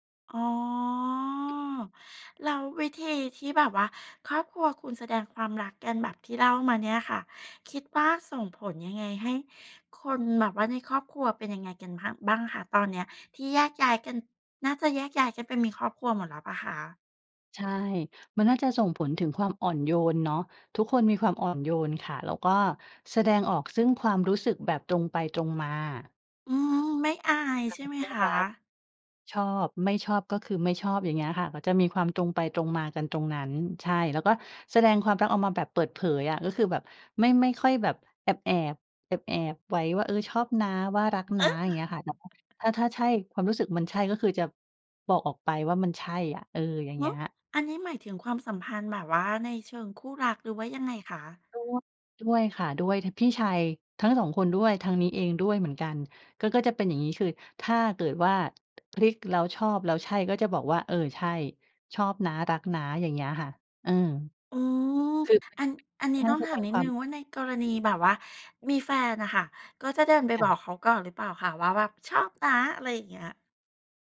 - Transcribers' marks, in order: drawn out: "อ๋อ"; chuckle; other background noise
- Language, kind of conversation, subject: Thai, podcast, ครอบครัวของคุณแสดงความรักต่อคุณอย่างไรตอนคุณยังเป็นเด็ก?